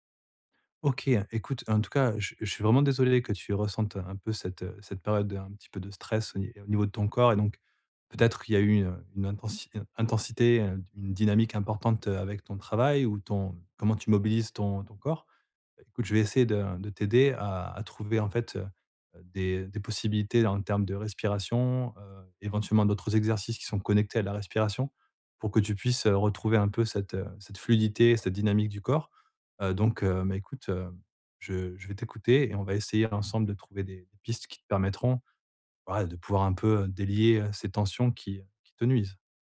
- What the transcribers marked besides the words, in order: none
- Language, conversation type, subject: French, advice, Comment la respiration peut-elle m’aider à relâcher la tension corporelle ?